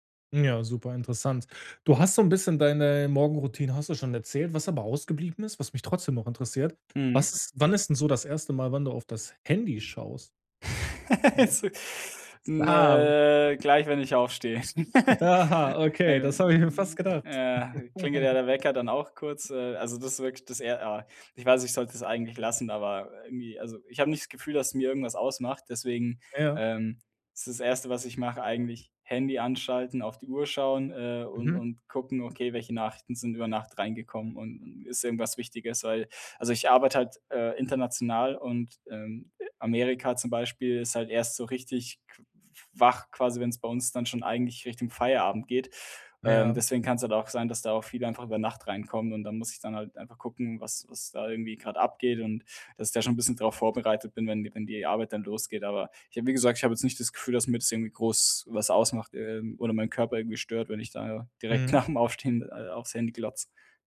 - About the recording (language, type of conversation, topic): German, podcast, Wie startest du zu Hause produktiv in den Tag?
- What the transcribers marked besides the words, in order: other background noise; tapping; laugh; laughing while speaking: "Also"; laugh; chuckle